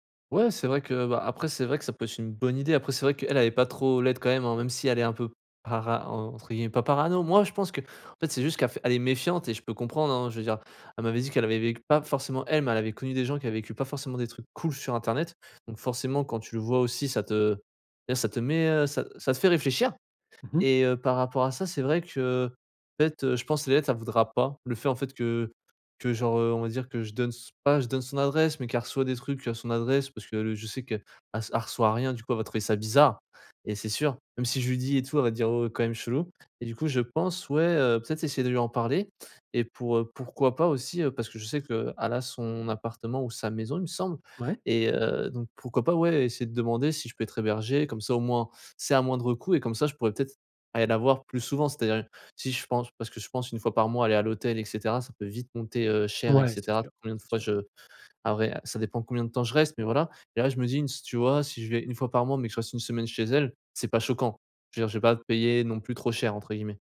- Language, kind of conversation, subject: French, advice, Comment puis-je rester proche de mon partenaire malgré une relation à distance ?
- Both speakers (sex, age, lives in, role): male, 20-24, France, user; male, 40-44, France, advisor
- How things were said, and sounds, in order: none